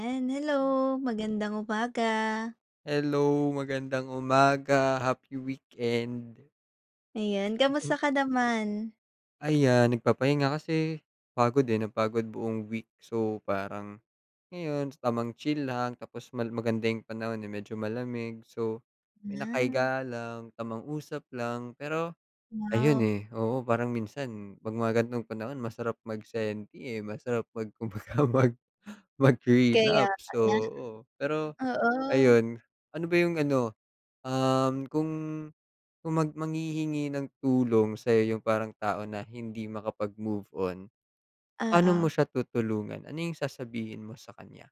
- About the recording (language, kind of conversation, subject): Filipino, unstructured, Paano mo tinutulungan ang iyong sarili na makapagpatuloy sa kabila ng sakit?
- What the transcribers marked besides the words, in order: tapping